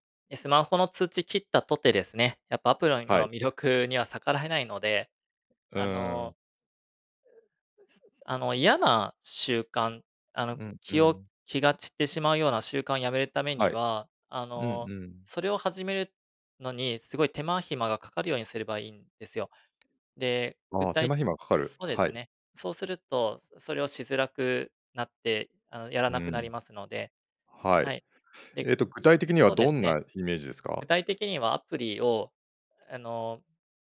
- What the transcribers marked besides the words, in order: "アプリ" said as "アプロイ"; unintelligible speech
- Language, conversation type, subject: Japanese, podcast, 一人で作業するときに集中するコツは何ですか？
- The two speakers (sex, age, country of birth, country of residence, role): male, 35-39, Japan, Japan, guest; male, 50-54, Japan, Japan, host